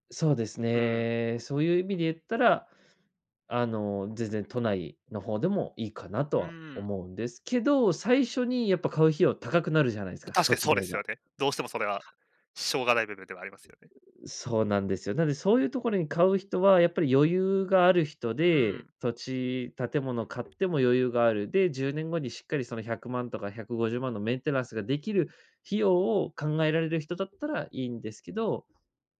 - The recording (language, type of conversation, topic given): Japanese, podcast, 家を買うか賃貸にするかは、どうやって決めればいいですか？
- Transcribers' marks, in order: none